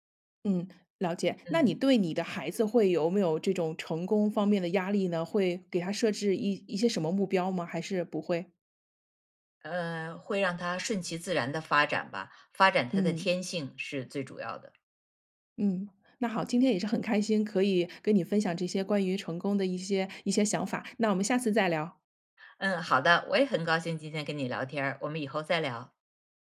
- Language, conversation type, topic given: Chinese, podcast, 你觉得成功一定要高薪吗？
- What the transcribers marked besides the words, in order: tapping